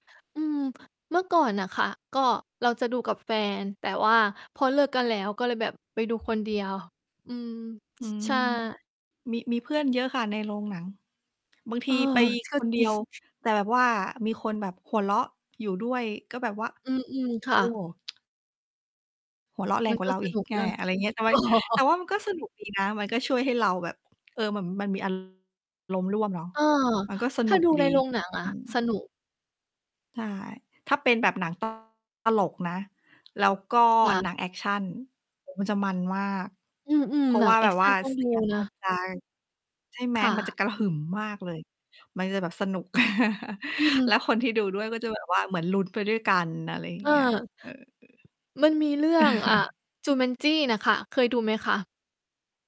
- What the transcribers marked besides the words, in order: chuckle; distorted speech; tsk; chuckle; other noise; chuckle; static; chuckle
- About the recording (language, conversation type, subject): Thai, unstructured, หนังเรื่องไหนที่คุณดูแล้วจำได้จนถึงตอนนี้?